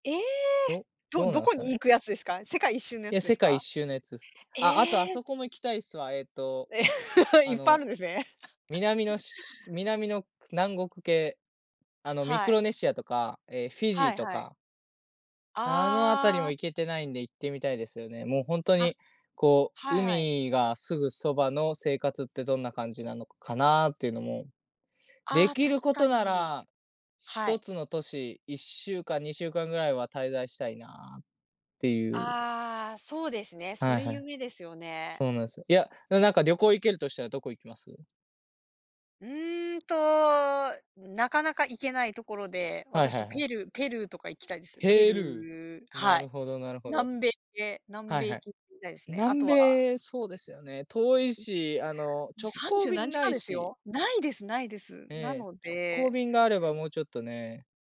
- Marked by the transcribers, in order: laugh; laugh; other noise
- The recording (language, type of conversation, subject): Japanese, unstructured, 10年後の自分はどんな人になっていると思いますか？